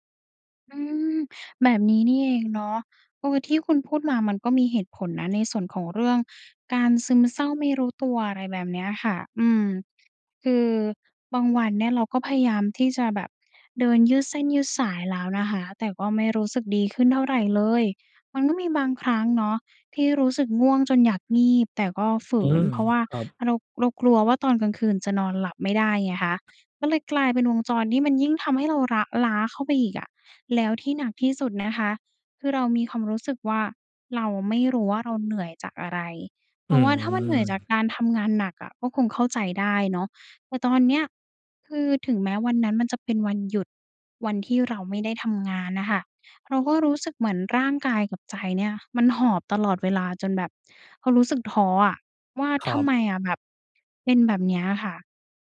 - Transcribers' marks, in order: other background noise
- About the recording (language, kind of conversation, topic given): Thai, advice, ทำไมฉันถึงรู้สึกเหนื่อยทั้งวันทั้งที่คิดว่านอนพอแล้ว?
- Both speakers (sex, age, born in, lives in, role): female, 20-24, Thailand, Thailand, user; male, 35-39, Thailand, Thailand, advisor